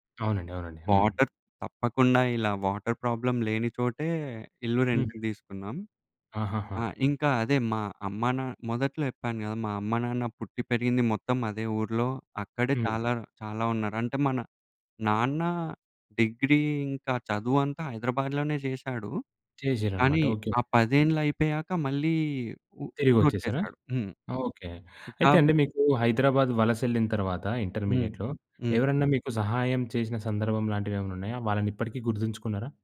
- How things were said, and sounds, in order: in English: "వాటర్"; in English: "వాటర్ ప్రాబ్లమ్"; in English: "రెంట్‌కి"; in English: "డిగ్రీ"; in English: "ఇంటర్మీడియేట్‌లో"
- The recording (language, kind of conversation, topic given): Telugu, podcast, మీ కుటుంబంలో వలస వెళ్లిన లేదా కొత్త ఊరికి మారిన అనుభవాల గురించి వివరంగా చెప్పగలరా?